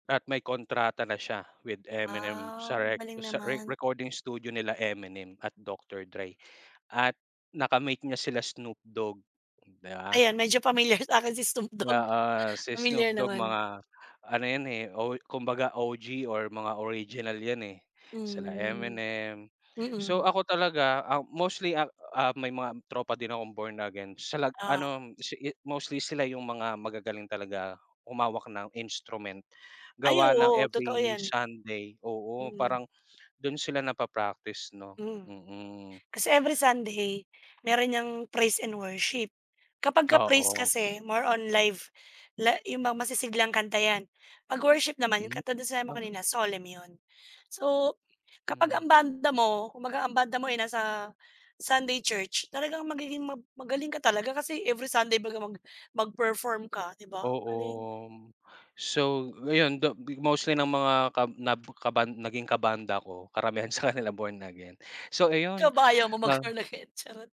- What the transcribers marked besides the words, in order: laughing while speaking: "sa akin si Snoop Dogg"; in English: "praise and worship"; unintelligible speech; in English: "solemn"; drawn out: "Oo"; laughing while speaking: "sakanila"; laughing while speaking: "Born Again?"
- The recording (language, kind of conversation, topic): Filipino, unstructured, Sa palagay mo ba ay nakaaapekto ang musika sa damdamin ng tao?
- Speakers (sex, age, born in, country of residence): female, 35-39, Philippines, Philippines; male, 30-34, Philippines, Philippines